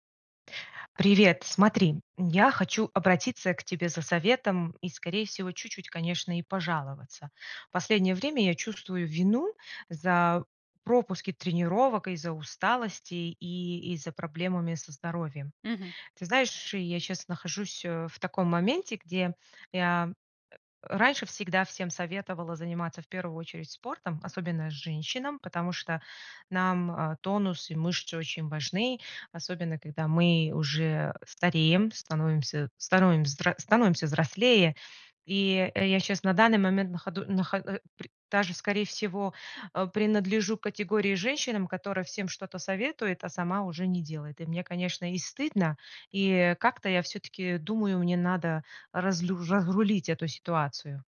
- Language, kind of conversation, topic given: Russian, advice, Как перестать чувствовать вину за пропуски тренировок из-за усталости?
- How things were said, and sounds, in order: tapping